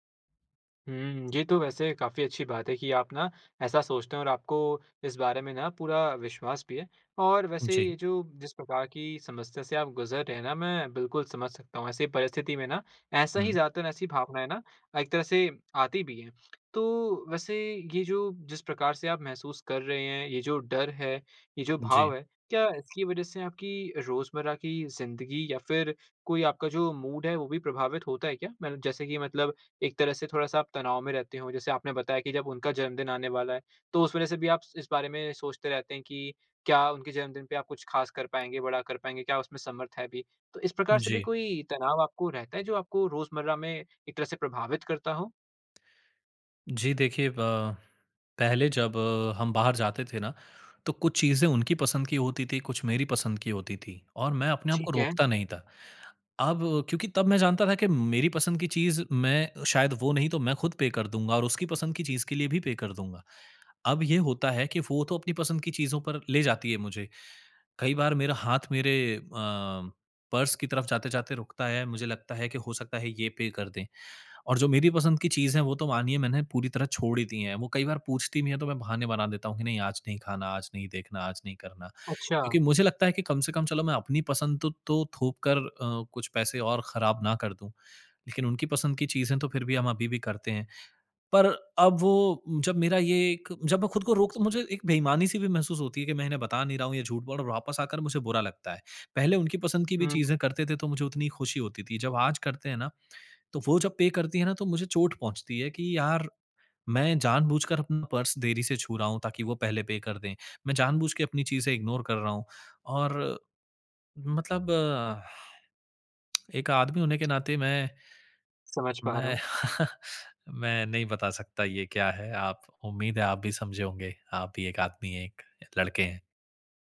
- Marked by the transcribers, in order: in English: "मूड"; in English: "पे"; in English: "पे"; in English: "पर्स"; in English: "पे"; in English: "पे"; in English: "इग्नोर"; tongue click; chuckle
- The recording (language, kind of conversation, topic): Hindi, advice, आप कब दोस्तों या अपने साथी के सामने अपनी सीमाएँ नहीं बता पाते हैं?